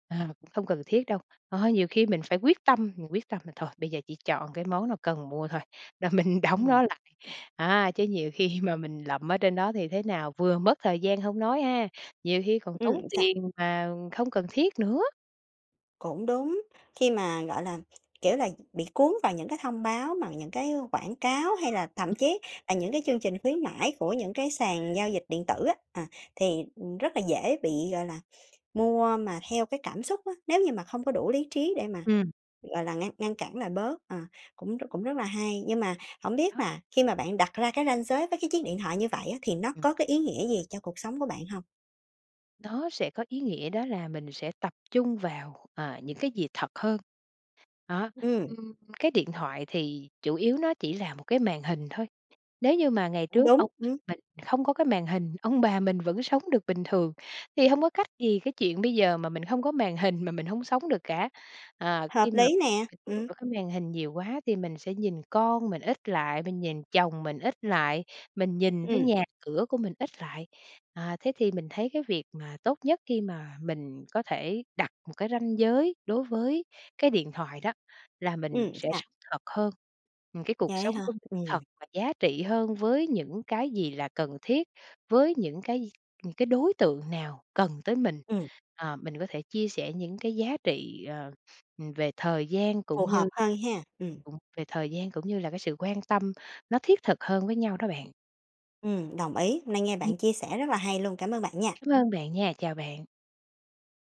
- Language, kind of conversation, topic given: Vietnamese, podcast, Bạn đặt ranh giới với điện thoại như thế nào?
- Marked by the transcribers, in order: laughing while speaking: "là mình đóng"; laughing while speaking: "khi"; tapping; other background noise